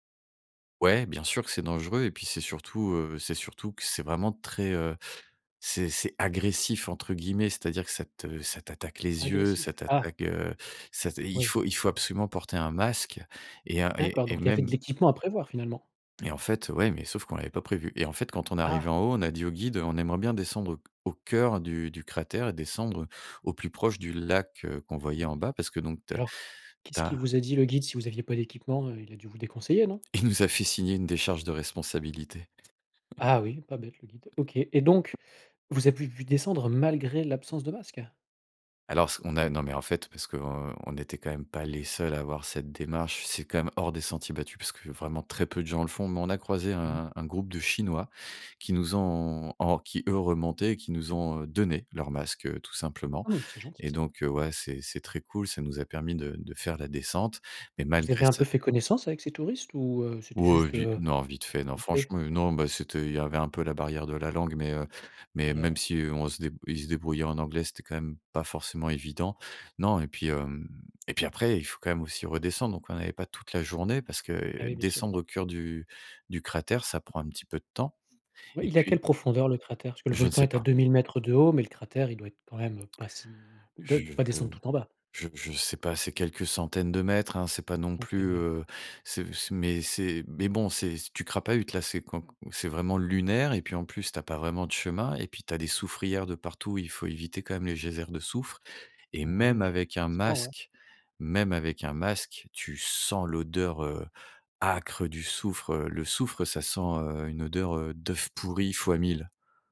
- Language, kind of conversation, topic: French, podcast, Peux-tu parler d’un lieu hors des sentiers battus que tu aimes ?
- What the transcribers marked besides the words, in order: laugh; other background noise; tapping; stressed: "malgré"; stressed: "donné"; stressed: "sens"; stressed: "âcre"